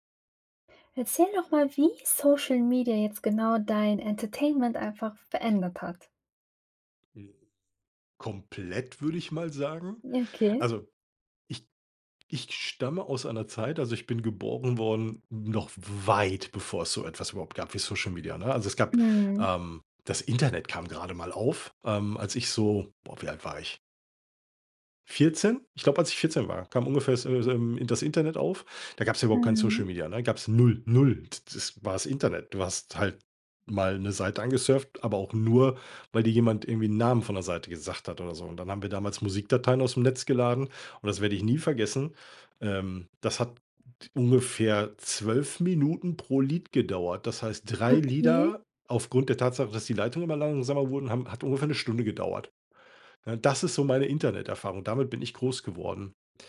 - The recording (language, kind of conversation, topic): German, podcast, Wie hat Social Media deine Unterhaltung verändert?
- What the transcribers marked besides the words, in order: none